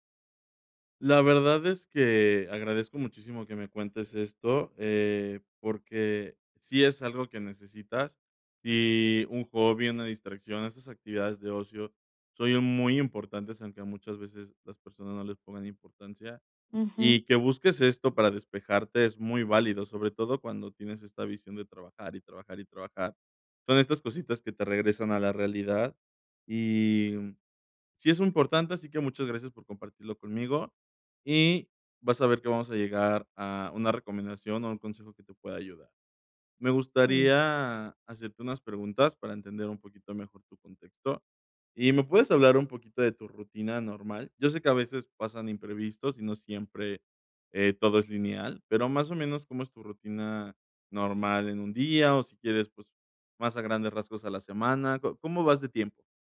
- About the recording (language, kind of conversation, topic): Spanish, advice, ¿Cómo puedo encontrar tiempo para mis hobbies y para el ocio?
- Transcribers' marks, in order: none